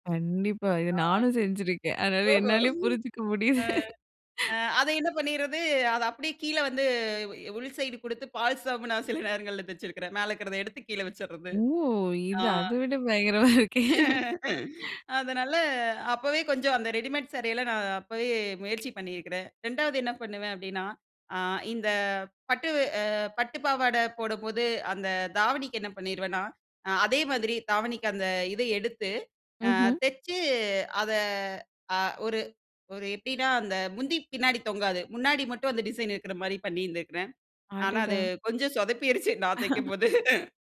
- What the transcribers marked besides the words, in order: laughing while speaking: "கண்டிப்பா. இத நானும் செஞ்சிருக்கேன் அதனால என்னாலேயே புரிஞ்சுக்க முடியுது"; chuckle; drawn out: "வந்து"; laughing while speaking: "பால்சாவும் சில நேரங்கள்ல தச்சிருக்கிறேன்"; unintelligible speech; laugh; laughing while speaking: "பயங்கரமா இருக்கே"; in English: "ரெடிமேட்"; laughing while speaking: "சொதப்பிருச்சு நான் தைக்கும்போது"; laugh
- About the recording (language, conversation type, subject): Tamil, podcast, பாரம்பரிய உடைகளை நவீனமாக மாற்றுவது பற்றி நீங்கள் என்ன நினைக்கிறீர்கள்?